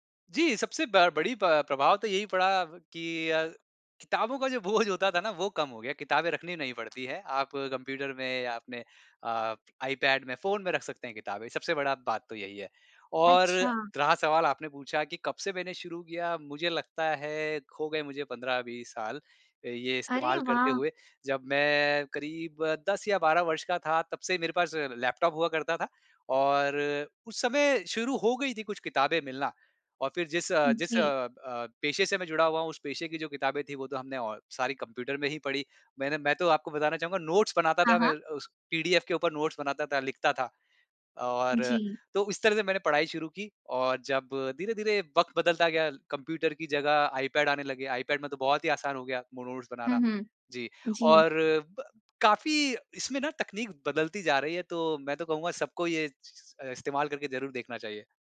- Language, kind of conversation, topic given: Hindi, podcast, कौन सा ऐप आपकी ज़िंदगी को आसान बनाता है और क्यों?
- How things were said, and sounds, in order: laughing while speaking: "बोझ"